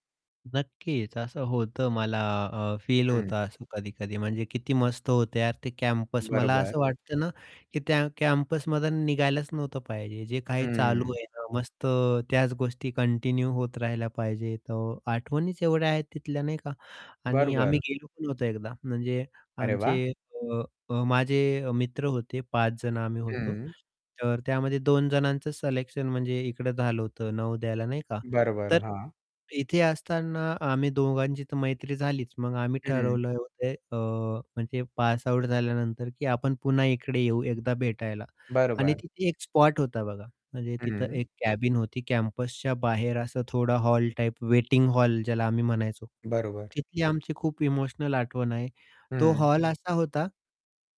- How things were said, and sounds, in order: static; distorted speech; in English: "कंटिन्यू"
- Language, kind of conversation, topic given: Marathi, podcast, तुमची बालपणीची आवडती बाहेरची जागा कोणती होती?